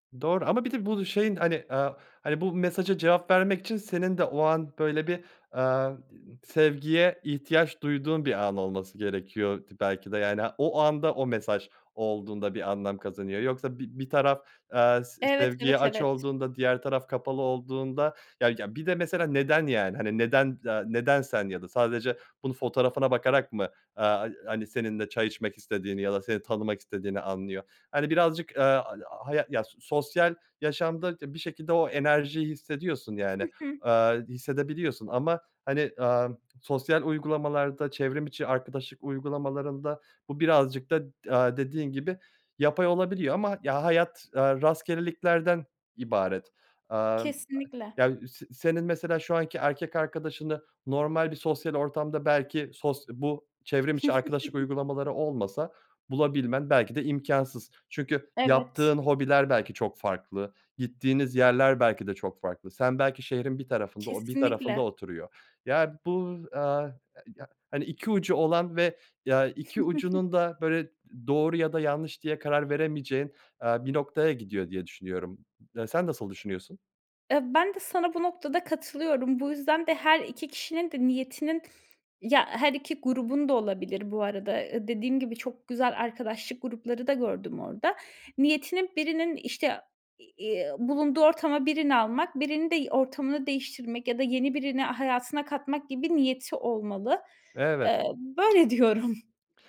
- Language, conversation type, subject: Turkish, podcast, Online arkadaşlıklar gerçek bir bağa nasıl dönüşebilir?
- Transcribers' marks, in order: other background noise; giggle; tapping; giggle; other noise; laughing while speaking: "diyorum"